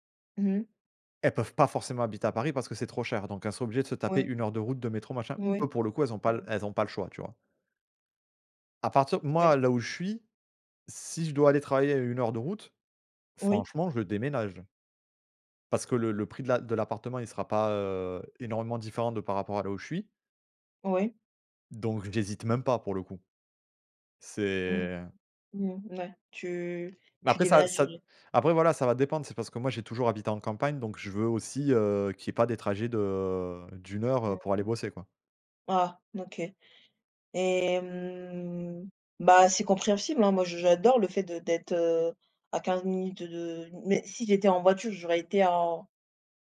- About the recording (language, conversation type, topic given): French, unstructured, Qu’est-ce qui vous met en colère dans les embouteillages du matin ?
- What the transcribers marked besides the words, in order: other background noise; drawn out: "hem"